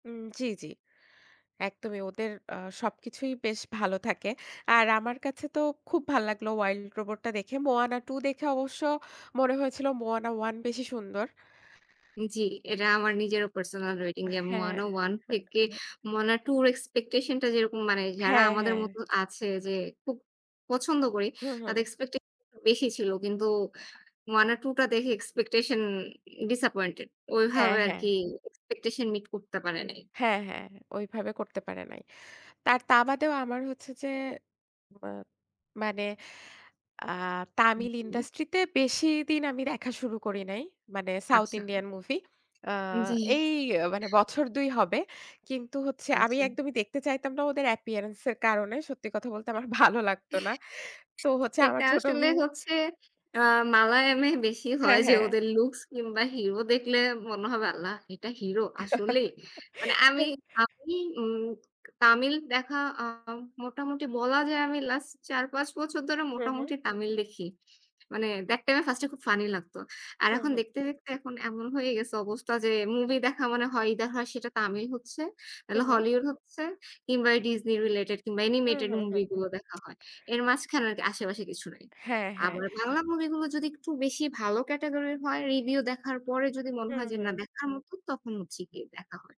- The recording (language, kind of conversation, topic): Bengali, unstructured, আপনি সবচেয়ে বেশি কোন ধরনের সিনেমা দেখতে পছন্দ করেন?
- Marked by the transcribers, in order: other background noise; in English: "expectation disappointed"; in English: "expectation meet"; in English: "appearance"; tapping; chuckle; laughing while speaking: "ভালো লাগত না"; put-on voice: "আল্লাহ! এটা hero আসলেই"; lip smack; chuckle; other noise; lip smack